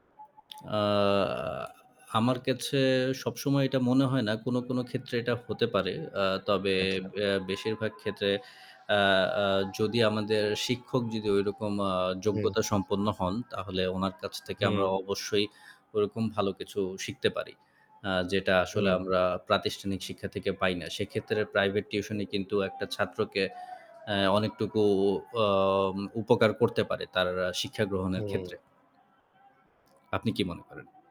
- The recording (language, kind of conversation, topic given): Bengali, unstructured, প্রাইভেট টিউশন কি শিক্ষাব্যবস্থার জন্য সহায়ক, নাকি বাধা?
- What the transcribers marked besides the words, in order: other background noise; tapping; static